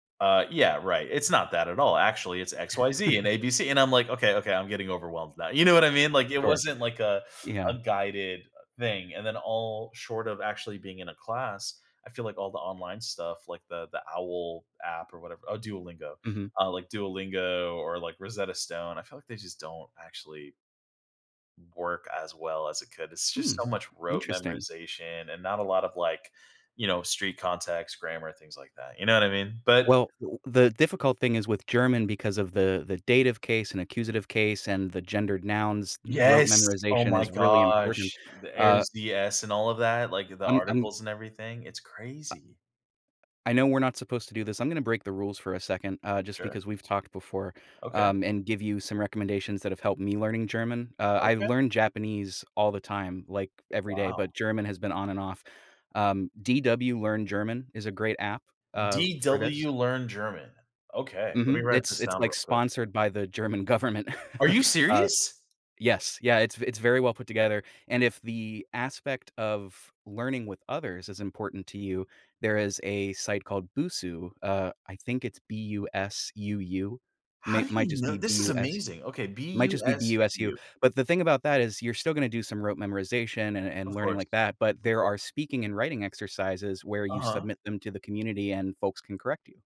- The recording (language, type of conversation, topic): English, advice, How do I discover what truly brings me fulfillment?
- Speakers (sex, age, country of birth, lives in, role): male, 30-34, United States, United States, user; male, 35-39, United States, United States, advisor
- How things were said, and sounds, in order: chuckle; tapping; unintelligible speech; surprised: "Are you serious?"; chuckle; surprised: "How do you kn This is amazing"